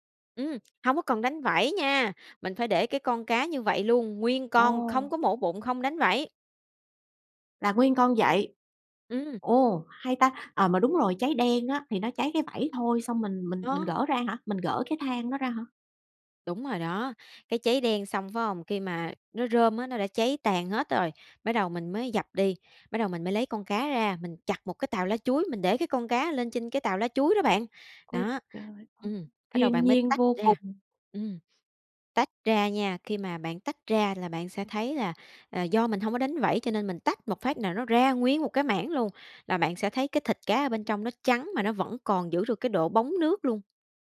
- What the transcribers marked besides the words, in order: tapping
- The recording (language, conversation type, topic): Vietnamese, podcast, Có món ăn nào khiến bạn nhớ về nhà không?